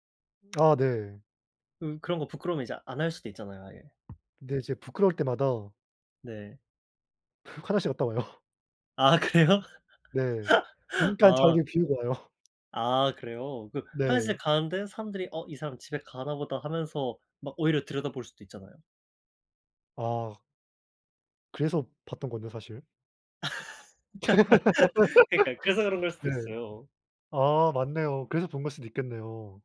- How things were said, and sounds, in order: tapping; laughing while speaking: "와요"; laughing while speaking: "아 그래요?"; laugh; other background noise; chuckle; laugh
- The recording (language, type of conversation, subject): Korean, unstructured, 스트레스를 받을 때 보통 어떻게 푸세요?